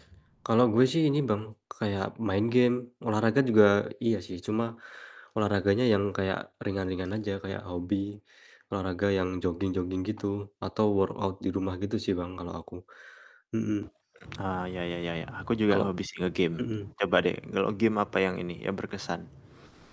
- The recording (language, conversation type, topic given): Indonesian, unstructured, Apa kenangan paling berkesan yang kamu punya dari hobimu?
- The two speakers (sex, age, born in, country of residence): male, 25-29, Indonesia, Indonesia; male, 45-49, Indonesia, Indonesia
- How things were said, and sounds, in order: other background noise; in English: "workout"; static